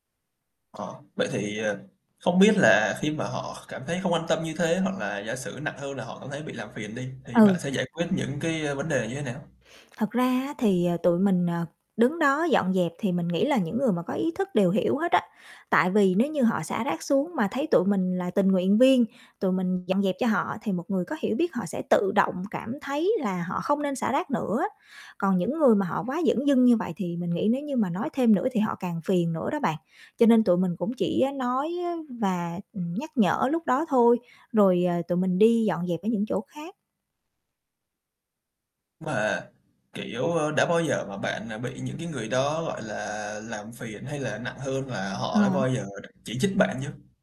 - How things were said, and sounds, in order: distorted speech; static; other background noise; tapping
- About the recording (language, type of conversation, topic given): Vietnamese, podcast, Bạn đã từng tham gia dọn rác cộng đồng chưa, và trải nghiệm đó của bạn như thế nào?